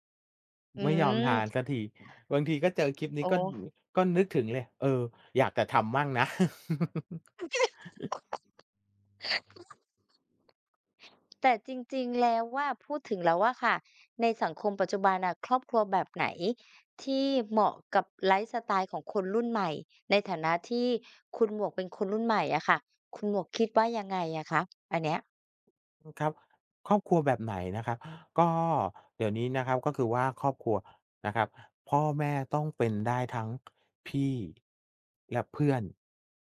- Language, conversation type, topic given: Thai, unstructured, คุณคิดอย่างไรกับการเปลี่ยนแปลงของครอบครัวในยุคปัจจุบัน?
- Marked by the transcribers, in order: other background noise; laugh; chuckle; tapping